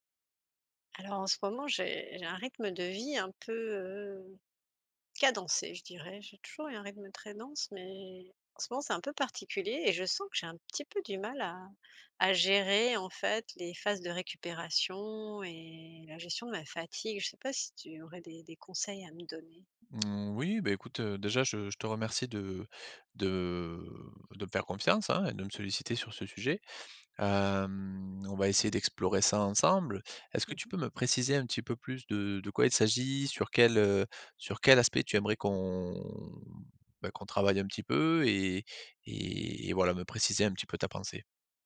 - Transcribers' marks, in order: drawn out: "de"; sniff; drawn out: "Hem"; drawn out: "qu'on"
- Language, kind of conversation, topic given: French, advice, Comment améliorer ma récupération et gérer la fatigue pour dépasser un plateau de performance ?